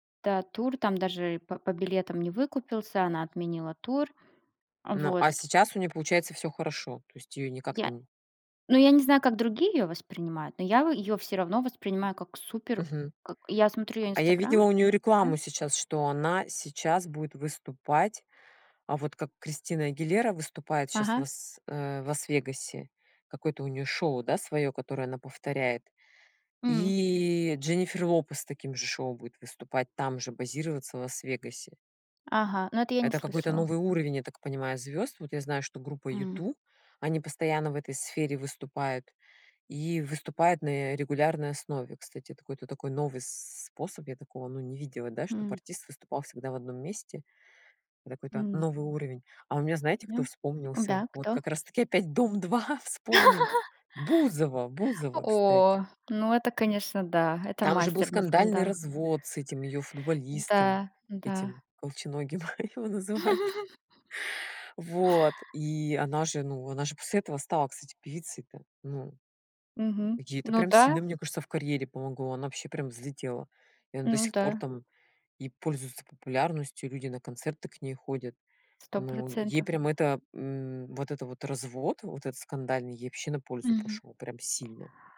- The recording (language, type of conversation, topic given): Russian, unstructured, Почему звёзды шоу-бизнеса так часто оказываются в скандалах?
- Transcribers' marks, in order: tapping; laugh; laughing while speaking: "Дом-2 вспомним"; laughing while speaking: "Колченогим его называют"; laugh